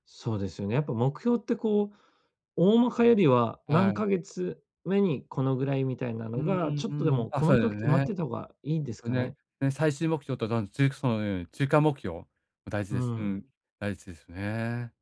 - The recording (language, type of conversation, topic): Japanese, advice, 楽しみを守りながら、どうやって貯金すればいいですか？
- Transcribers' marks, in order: none